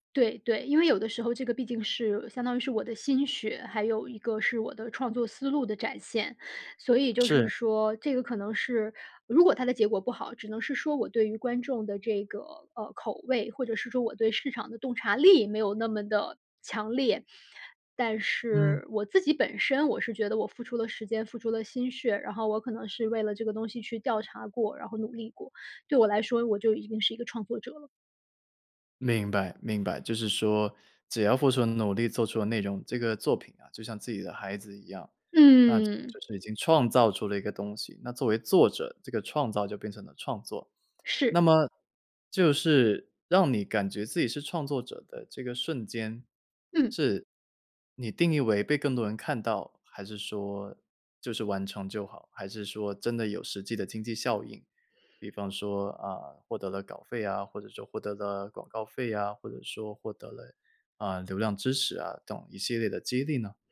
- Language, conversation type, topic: Chinese, podcast, 你第一次什么时候觉得自己是创作者？
- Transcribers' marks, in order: none